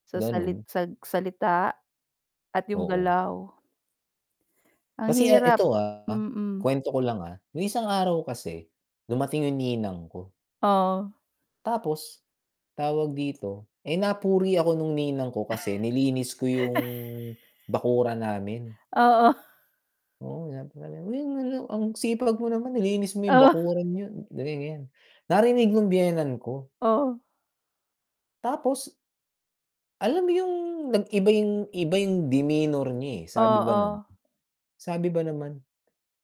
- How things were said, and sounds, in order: tapping; distorted speech; snort; static; scoff; unintelligible speech; scoff; in English: "demeanor"
- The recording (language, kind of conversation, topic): Filipino, unstructured, Dapat mo bang patawarin ang taong nanakit sa iyo?